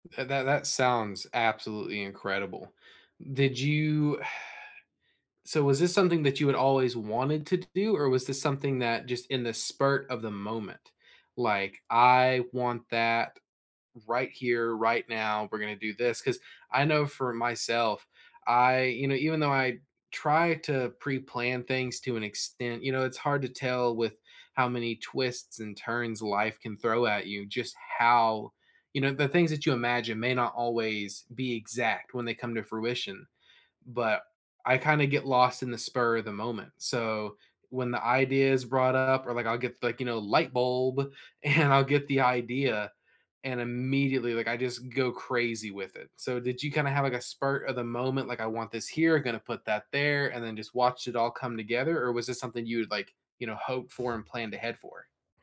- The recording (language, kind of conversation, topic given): English, unstructured, What’s the story behind your favorite cozy corner at home, and how does it reflect who you are?
- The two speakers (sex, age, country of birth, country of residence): female, 55-59, United States, United States; male, 20-24, United States, United States
- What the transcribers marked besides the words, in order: exhale; "spur" said as "spurt"; put-on voice: "light bulb"; laughing while speaking: "and"; "spur" said as "spurt"; other background noise